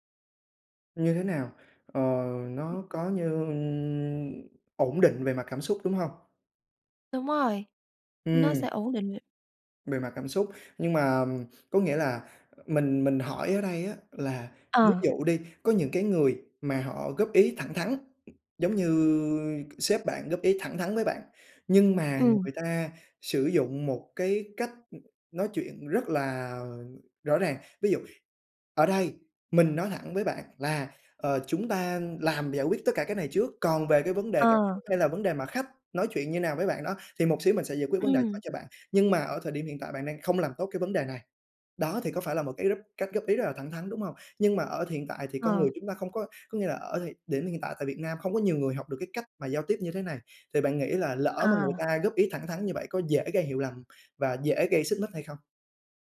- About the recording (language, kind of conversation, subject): Vietnamese, podcast, Bạn thích được góp ý nhẹ nhàng hay thẳng thắn hơn?
- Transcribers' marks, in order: tapping; unintelligible speech; other noise; "góp" said as "rúp"; other background noise